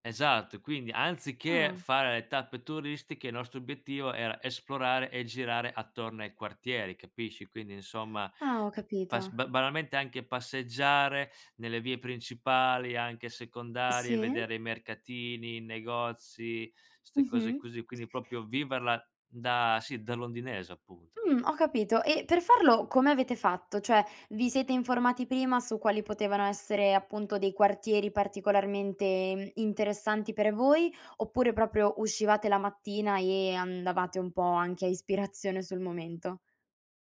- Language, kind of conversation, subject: Italian, podcast, C’è stato un viaggio che ti ha cambiato la prospettiva?
- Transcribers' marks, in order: "proprio" said as "propio"